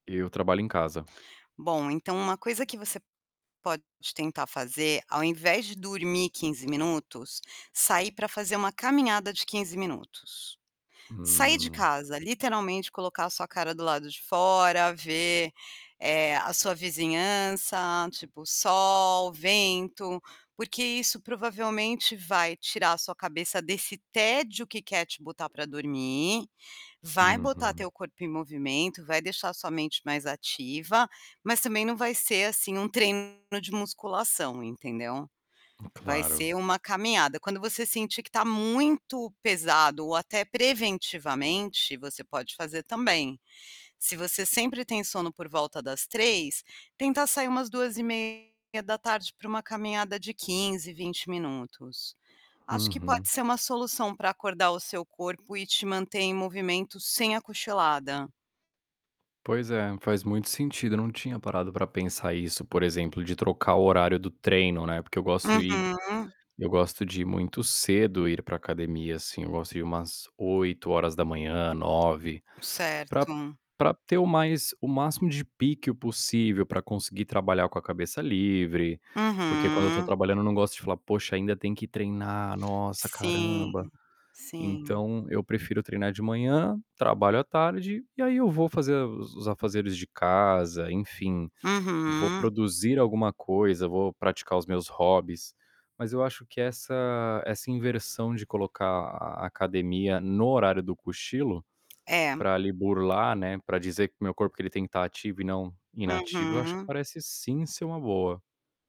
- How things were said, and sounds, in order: tapping; other background noise; distorted speech; static
- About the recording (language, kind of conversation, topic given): Portuguese, advice, Como posso evitar que cochilos longos durante o dia atrapalhem o sono noturno?